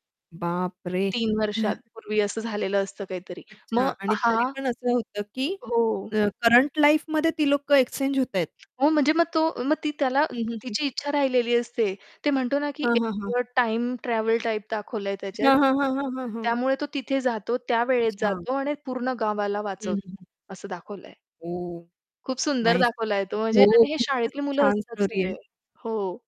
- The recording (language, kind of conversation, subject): Marathi, podcast, तुम्हाला कधी एखाद्या चित्रपटाने पाहताक्षणीच वेगळ्या जगात नेल्यासारखं वाटलं आहे का?
- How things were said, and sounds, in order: static; other noise; other background noise; in English: "लाईफमध्ये"; distorted speech; in English: "स्टोरी"